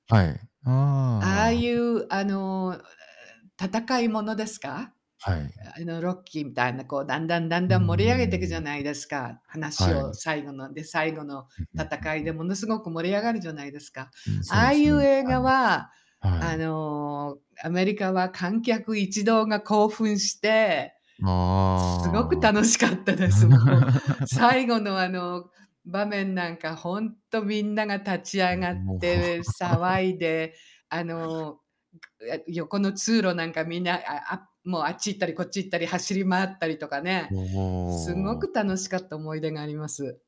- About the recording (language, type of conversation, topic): Japanese, unstructured, 友達と一緒に見るとき、どんな映画がいちばん楽しめますか？
- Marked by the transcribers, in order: static; distorted speech; laughing while speaking: "す すごく楽しかったです"; drawn out: "ああ"; laugh; laugh; drawn out: "うおお"; other background noise